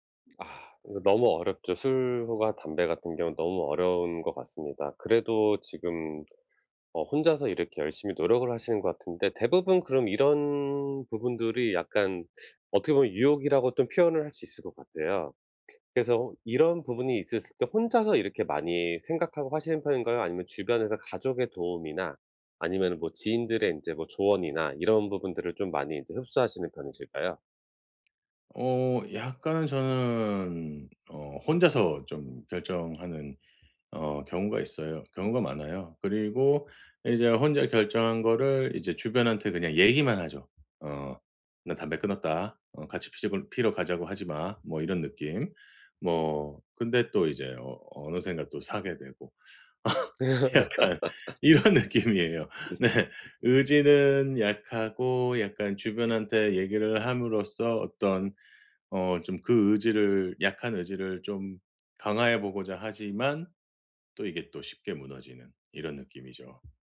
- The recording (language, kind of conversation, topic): Korean, advice, 유혹을 느낄 때 어떻게 하면 잘 막을 수 있나요?
- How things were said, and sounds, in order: other background noise; teeth sucking; laugh; laughing while speaking: "약간 이런 느낌이에요. 네"; tapping